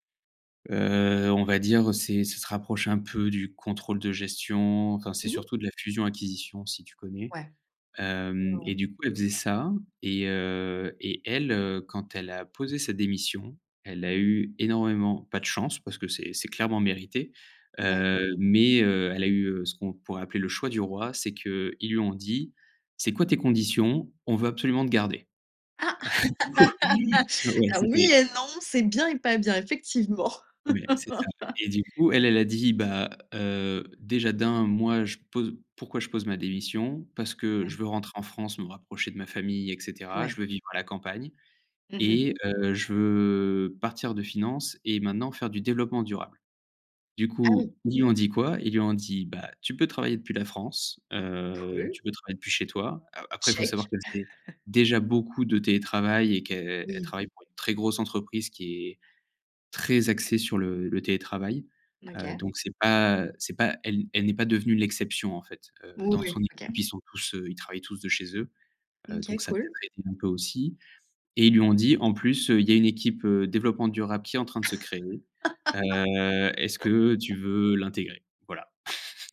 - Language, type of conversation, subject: French, podcast, Comment choisir entre la sécurité et l’ambition ?
- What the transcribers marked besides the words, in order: drawn out: "heu"; laugh; chuckle; laugh; chuckle; stressed: "beaucoup"; other background noise; laugh; chuckle